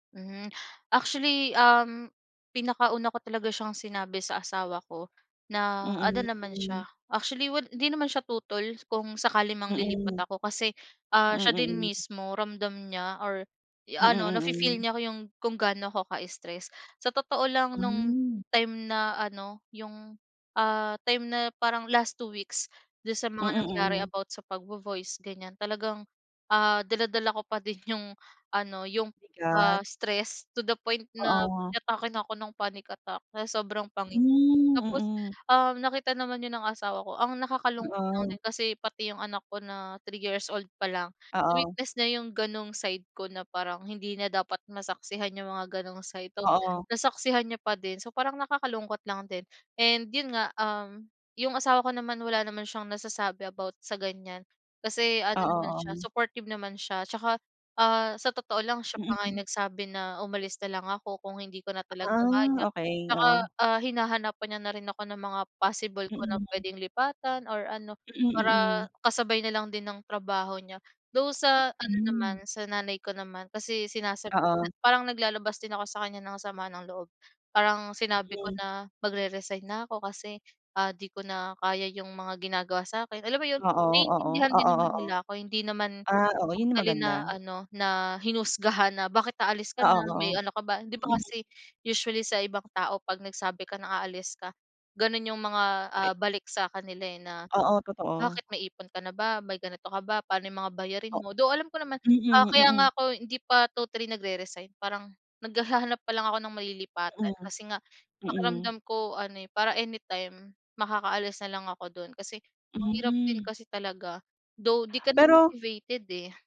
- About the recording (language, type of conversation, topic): Filipino, podcast, Paano ka nagpasya na magpalit ng trabaho?
- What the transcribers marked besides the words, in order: tongue click; other background noise; tapping; laughing while speaking: "yung"; "sinasabi" said as "sinasab"